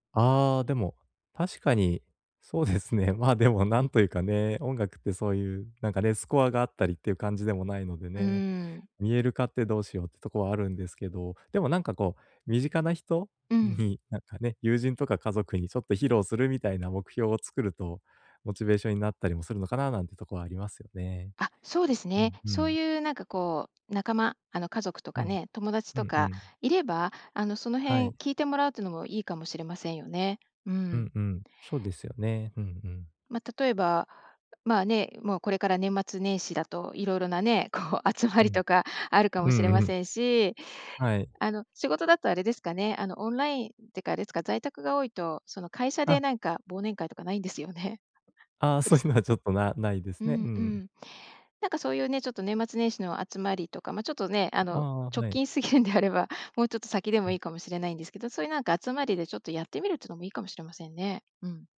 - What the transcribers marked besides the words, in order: laughing while speaking: "そうですね。まあでも"; laughing while speaking: "こう集まりとか"; laughing while speaking: "そういうのは"; laughing while speaking: "すぎるんであれば"
- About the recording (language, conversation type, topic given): Japanese, advice, 短い時間で趣味や学びを効率よく進めるにはどうすればよいですか？